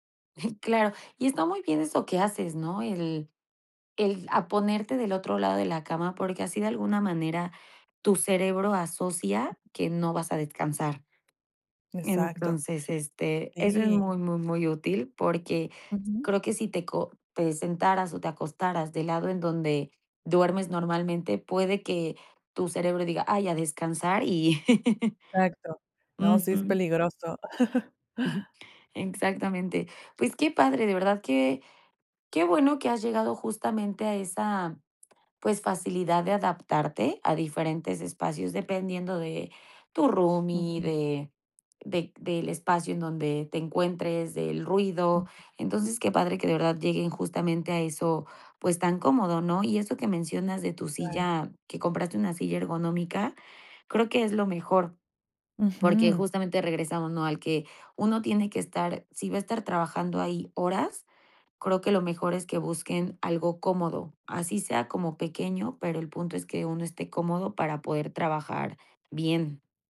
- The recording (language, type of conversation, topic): Spanish, podcast, ¿Cómo organizarías un espacio de trabajo pequeño en casa?
- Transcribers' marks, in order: chuckle; other background noise; tapping; laugh; chuckle